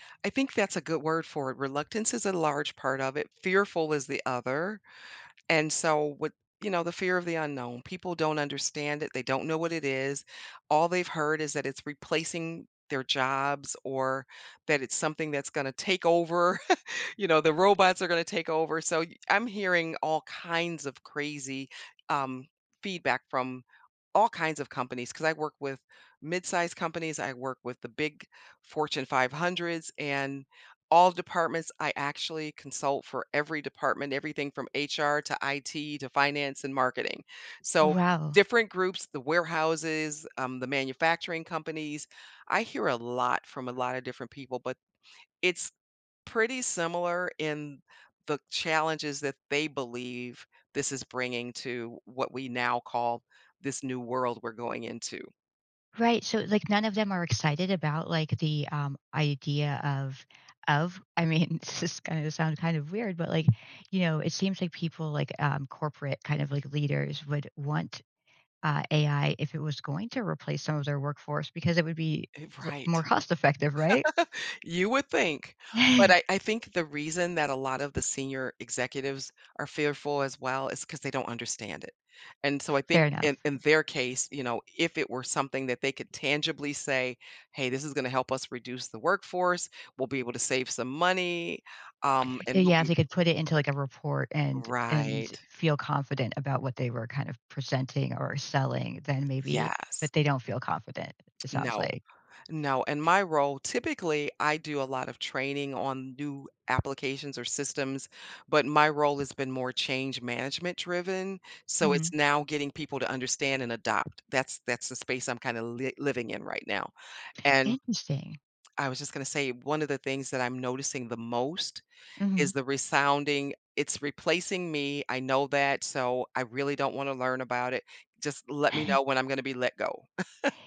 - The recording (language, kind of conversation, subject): English, podcast, How do workplace challenges shape your professional growth and outlook?
- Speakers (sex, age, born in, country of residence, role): female, 45-49, United States, United States, host; female, 60-64, United States, United States, guest
- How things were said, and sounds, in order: other background noise; chuckle; laugh; chuckle; tapping; chuckle; chuckle